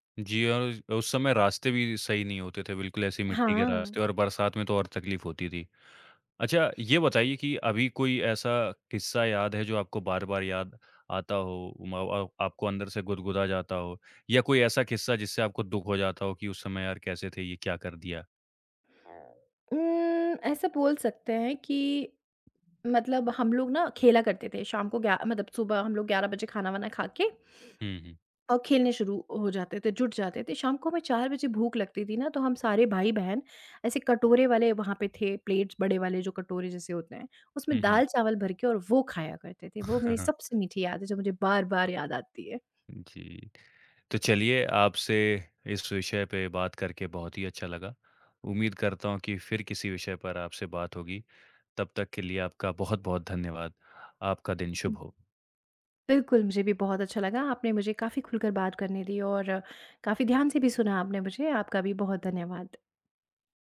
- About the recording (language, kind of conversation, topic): Hindi, podcast, आपको किन घरेलू खुशबुओं से बचपन की यादें ताज़ा हो जाती हैं?
- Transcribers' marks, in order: tapping; other noise; in English: "प्लेट्स"; chuckle; other background noise